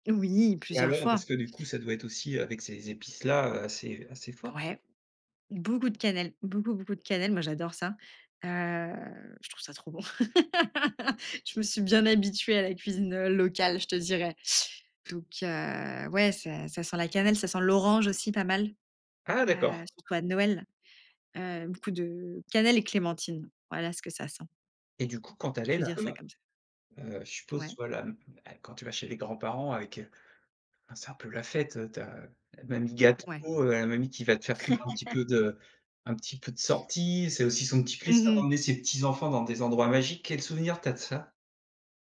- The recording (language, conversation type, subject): French, podcast, Raconte un souvenir d'enfance lié à tes origines
- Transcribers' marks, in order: drawn out: "Heu"; laugh; other background noise; tapping; laugh